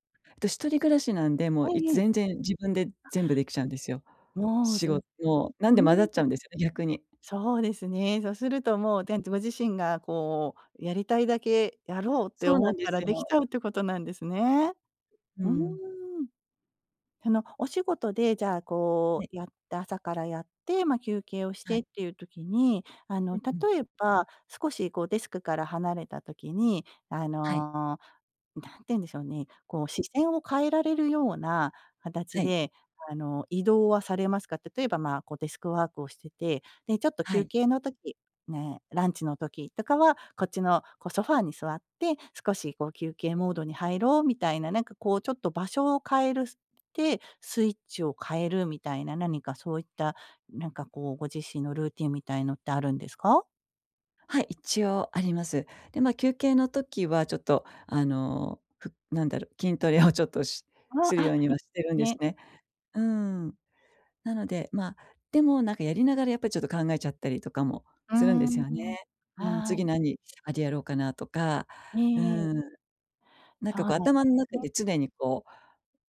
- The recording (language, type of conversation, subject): Japanese, advice, 仕事と私生活の境界を守るには、まず何から始めればよいですか？
- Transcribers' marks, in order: other noise